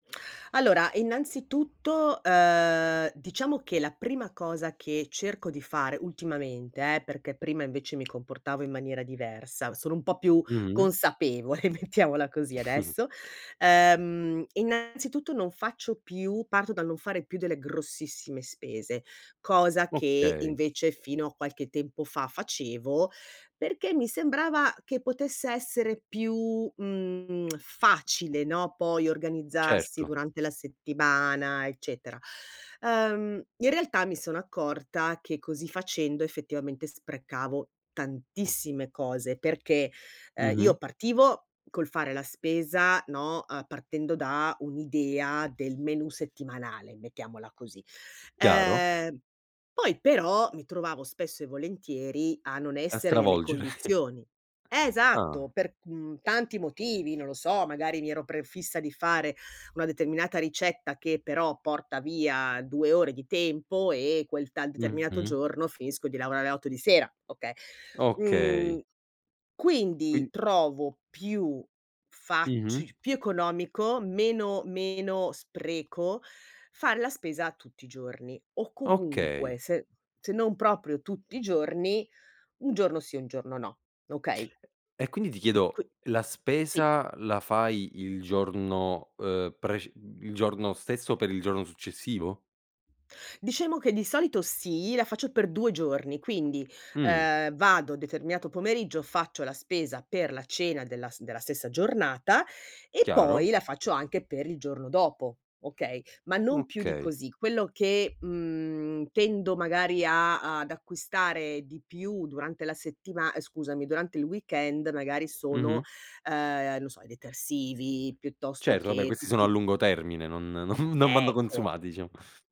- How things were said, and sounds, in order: other background noise; drawn out: "ehm"; chuckle; laughing while speaking: "mettiamola"; tapping; laughing while speaking: "stravolgere"; drawn out: "mhmm"; in English: "weekend"; laughing while speaking: "non"
- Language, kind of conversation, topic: Italian, podcast, Come organizzi la dispensa per evitare sprechi alimentari?
- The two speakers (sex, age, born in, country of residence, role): female, 55-59, Italy, Italy, guest; male, 25-29, Italy, Italy, host